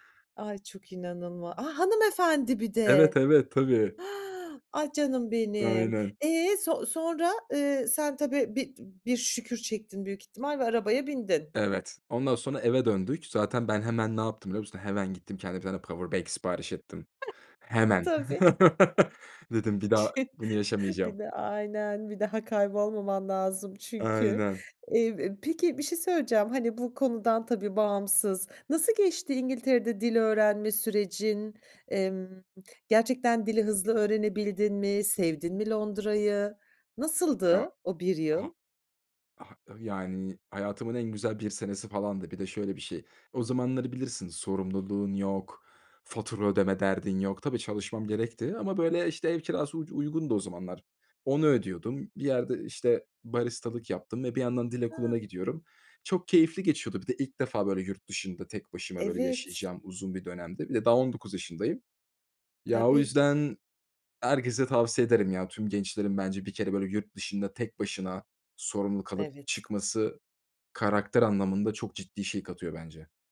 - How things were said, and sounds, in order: inhale; other background noise; unintelligible speech; chuckle; laughing while speaking: "Tabii!"; in English: "powerbank"; tapping; chuckle
- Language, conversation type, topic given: Turkish, podcast, Yurt dışındayken kaybolduğun bir anını anlatır mısın?